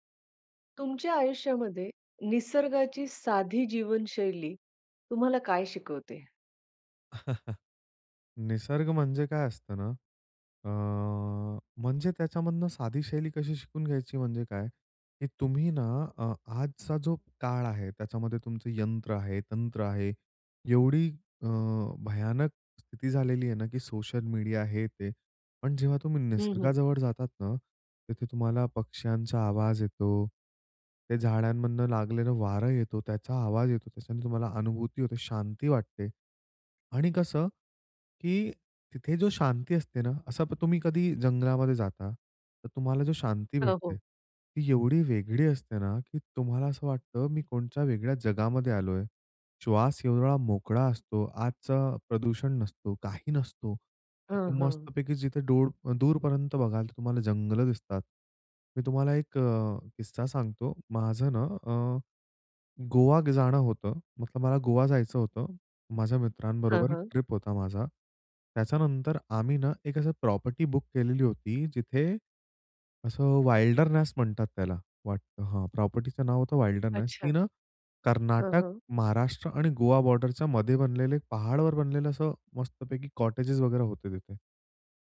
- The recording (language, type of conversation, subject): Marathi, podcast, निसर्गाची साधी जीवनशैली तुला काय शिकवते?
- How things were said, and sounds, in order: chuckle; in English: "प्रॉपर्टी बुक"; in English: "कॉटेजेस"